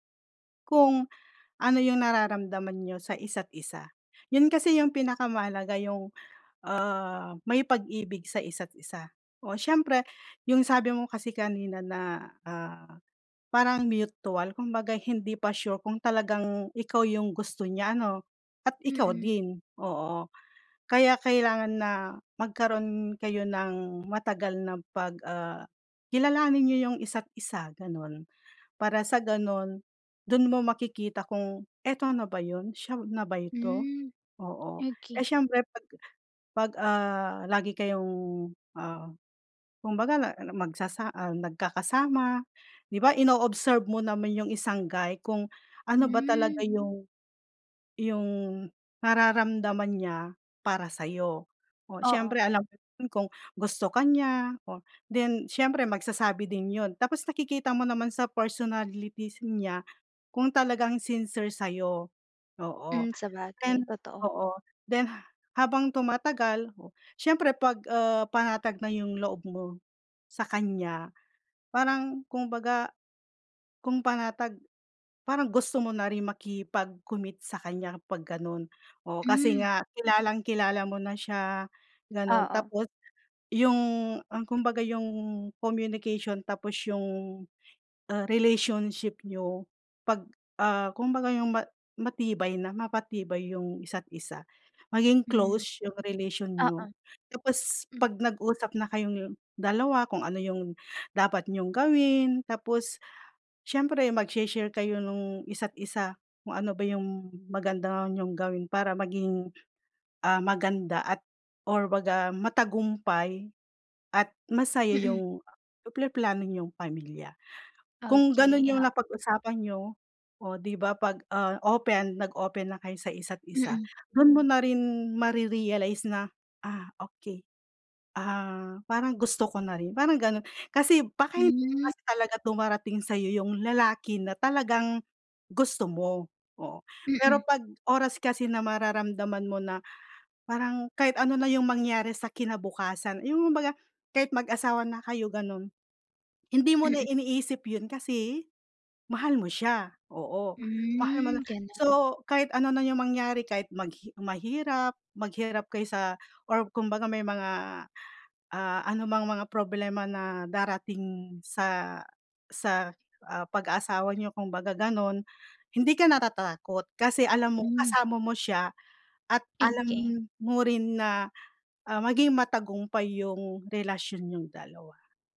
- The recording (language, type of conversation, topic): Filipino, advice, Bakit ako natatakot pumasok sa seryosong relasyon at tumupad sa mga pangako at obligasyon?
- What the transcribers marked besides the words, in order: "Okey" said as "Oki"; in English: "personalities"; in English: "relation"